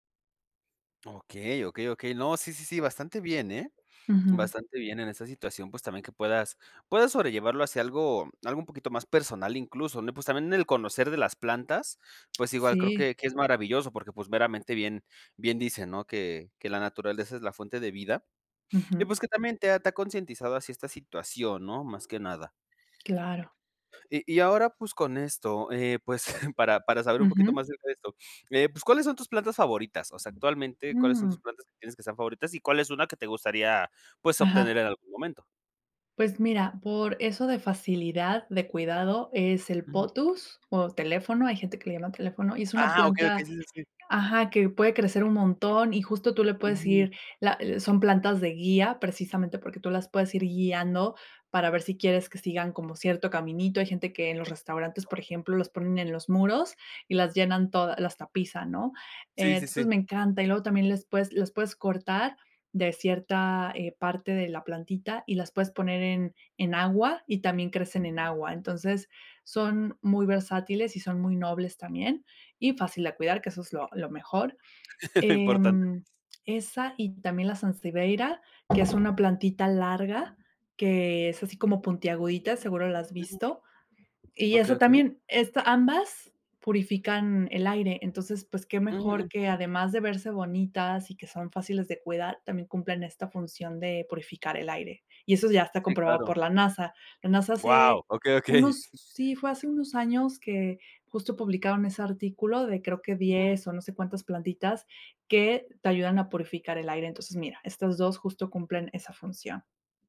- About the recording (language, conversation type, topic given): Spanish, podcast, ¿Qué te ha enseñado la experiencia de cuidar una planta?
- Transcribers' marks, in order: other background noise; laughing while speaking: "pues"; laugh; laughing while speaking: "okey"